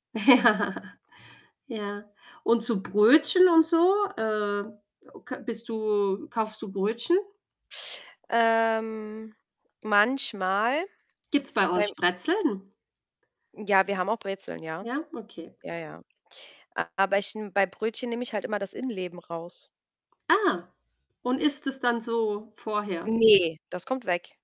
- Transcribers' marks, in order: laughing while speaking: "Ja"; other background noise; tapping; drawn out: "Ähm"; distorted speech
- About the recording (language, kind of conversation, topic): German, unstructured, Magst du lieber süße oder salzige Snacks?